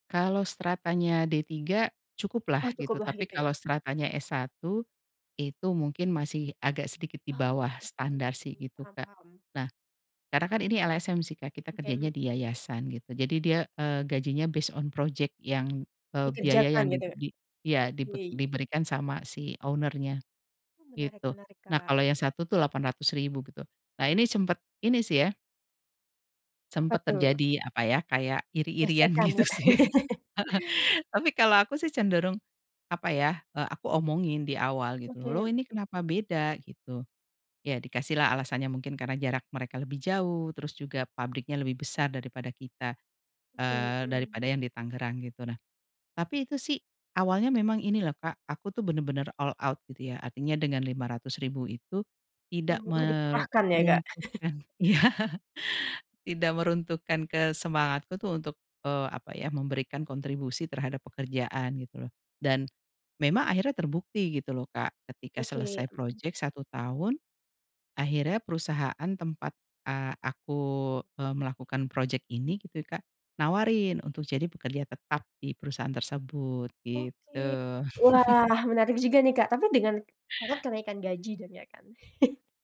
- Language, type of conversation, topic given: Indonesian, podcast, Kalau boleh jujur, apa yang kamu cari dari pekerjaan?
- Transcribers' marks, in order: in English: "based on"; in English: "owner-nya"; laughing while speaking: "gitu sih"; laugh; in English: "all out"; chuckle; laughing while speaking: "iya"; chuckle; chuckle